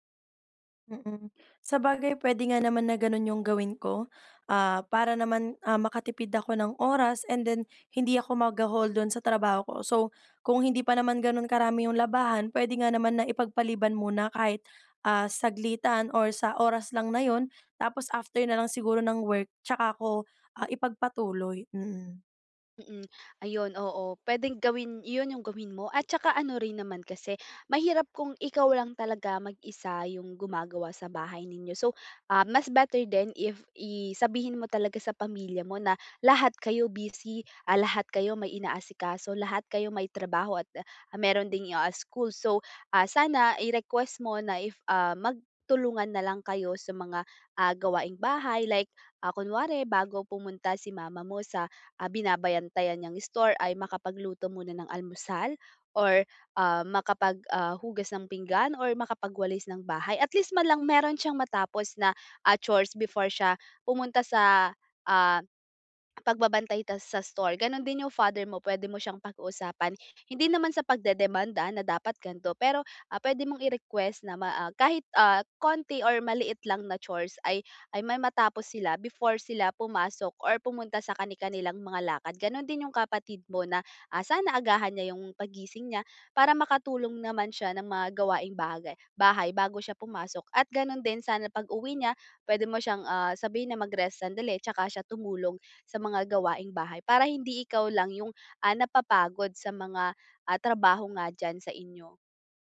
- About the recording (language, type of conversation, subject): Filipino, advice, Paano namin maayos at patas na maibabahagi ang mga responsibilidad sa aming pamilya?
- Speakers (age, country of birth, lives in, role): 18-19, Philippines, Philippines, user; 20-24, Philippines, Philippines, advisor
- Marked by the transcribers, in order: tapping; tsk